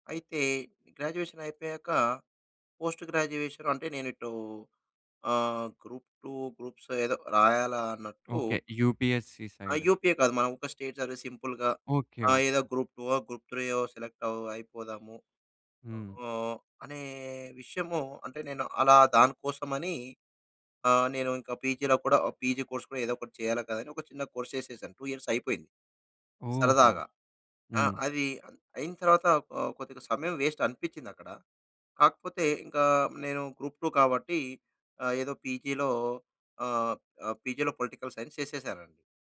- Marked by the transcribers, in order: in English: "గ్రాడ్యుయేషన్"; in English: "పోస్ట్ గ్రాడ్యుయేషన్"; in English: "గ్రూప్-2, గ్రూప్స్"; in English: "యూపీఎస్సీ"; in English: "యూపీఏ"; in English: "స్టేట్ సర్వీస్ సింపుల్‌గా"; in English: "సెలెక్ట్"; in English: "పీజీ కోర్స్"; in English: "కోర్స్"; in English: "టూ ఇయర్స్"; in English: "పేస్ట్"; in English: "గ్రూప్-2"; in English: "పొలిటికల్ సైన్స్"
- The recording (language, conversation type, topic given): Telugu, podcast, మీరు మీలోని నిజమైన స్వరూపాన్ని ఎలా గుర్తించారు?